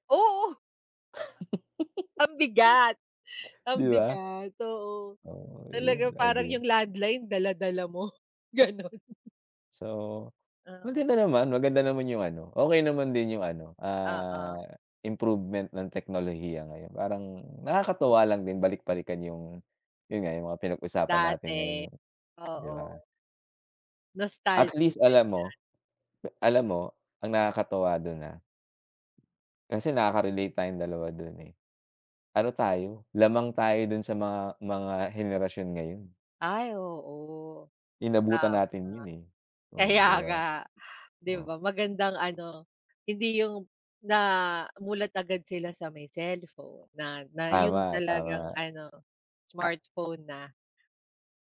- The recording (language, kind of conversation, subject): Filipino, unstructured, Ano ang tingin mo sa epekto ng teknolohiya sa lipunan?
- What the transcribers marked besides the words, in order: chuckle; laughing while speaking: "gano'n"; other background noise; tapping; in English: "Nostalgic"; laughing while speaking: "Kaya nga"